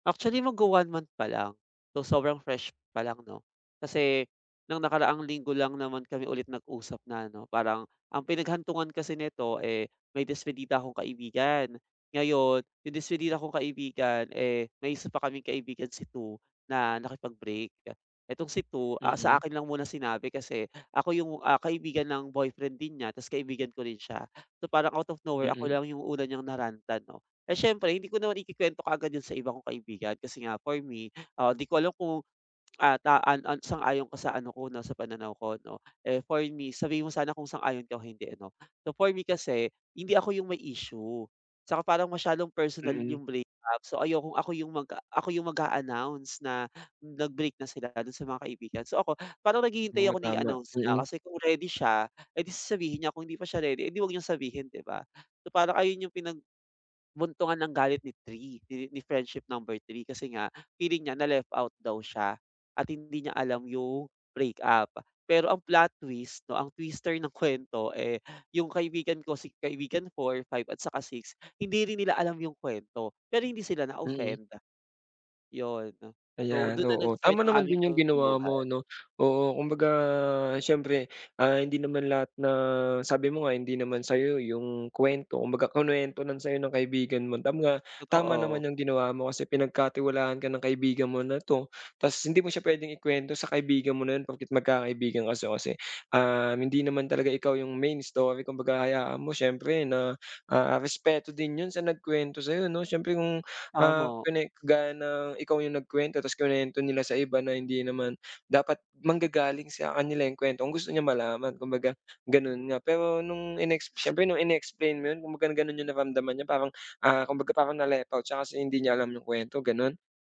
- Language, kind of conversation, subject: Filipino, advice, Paano ko mapapanatili ang ugnayan kahit may hindi pagkakasundo?
- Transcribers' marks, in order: tapping